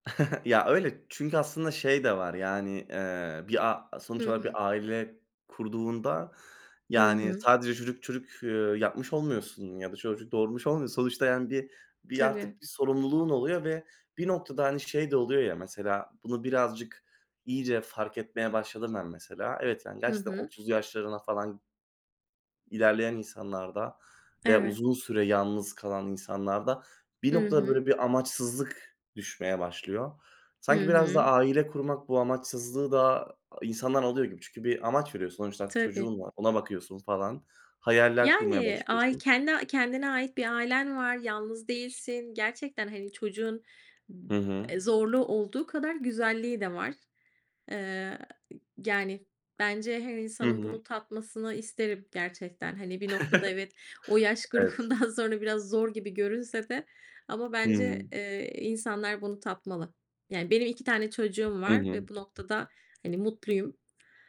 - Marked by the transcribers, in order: chuckle; tapping; other background noise; chuckle; laughing while speaking: "grubundan"
- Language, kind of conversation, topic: Turkish, unstructured, Tarih boyunca kadınların rolü nasıl değişti?
- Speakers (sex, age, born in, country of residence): female, 35-39, Turkey, United States; male, 20-24, Turkey, Hungary